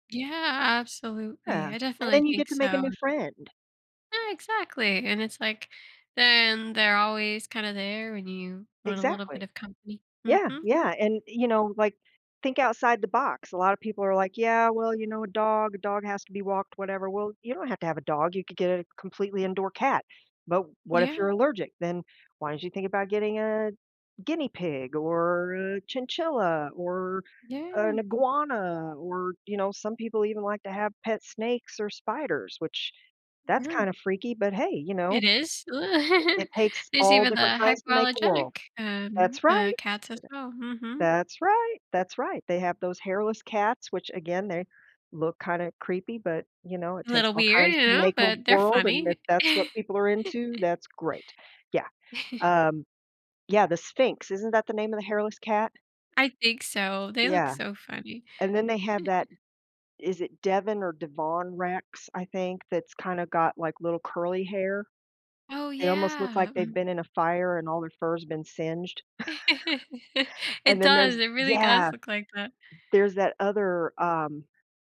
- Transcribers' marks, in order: drawn out: "or a"; other noise; giggle; other background noise; chuckle; chuckle; chuckle; laugh; tapping
- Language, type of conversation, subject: English, advice, How can I make everyday tasks feel more meaningful?